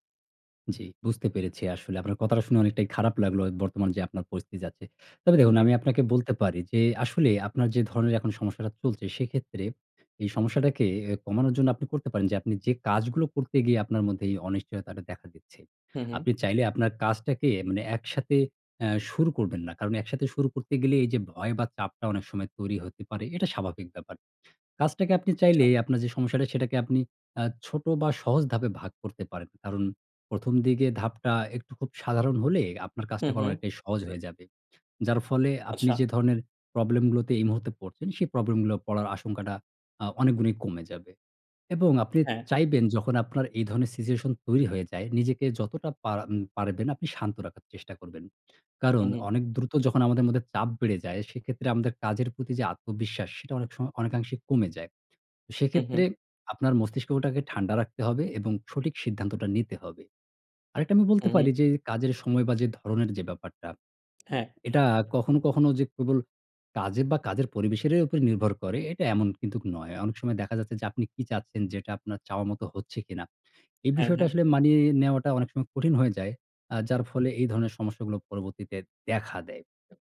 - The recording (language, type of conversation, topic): Bengali, advice, অনিশ্চয়তা হলে কাজে হাত কাঁপে, শুরু করতে পারি না—আমি কী করব?
- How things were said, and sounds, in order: tapping; other background noise